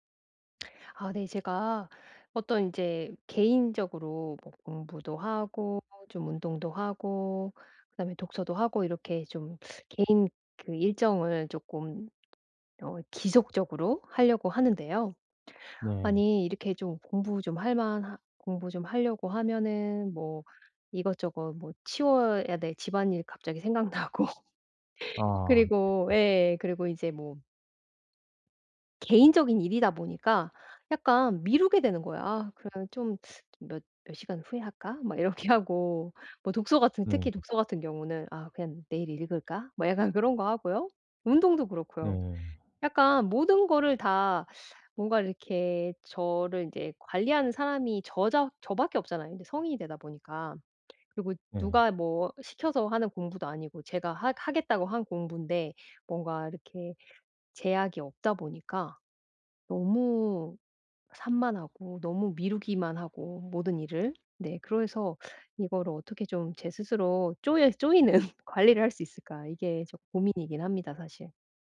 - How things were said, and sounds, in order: tapping; teeth sucking; laughing while speaking: "생각나고"; other background noise; laughing while speaking: "조이는"
- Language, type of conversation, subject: Korean, advice, 미루기와 산만함을 줄이고 집중력을 유지하려면 어떻게 해야 하나요?